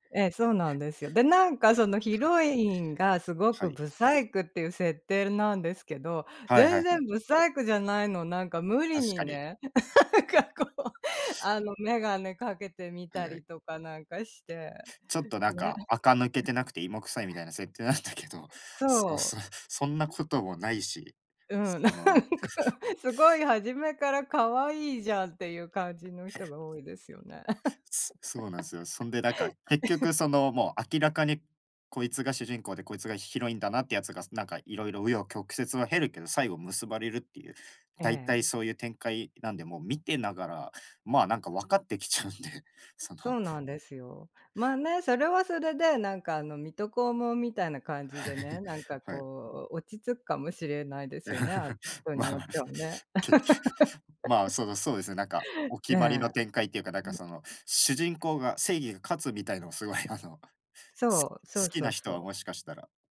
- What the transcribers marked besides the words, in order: laugh; tapping; laughing while speaking: "かこう"; other background noise; laughing while speaking: "設定なんだけど"; laughing while speaking: "なんか"; laugh; laughing while speaking: "分かってきちゃうんで"; laugh; laugh; laughing while speaking: "ま ま、け まあ"; laugh
- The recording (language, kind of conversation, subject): Japanese, unstructured, 最近見たドラマで、特に面白かった作品は何ですか？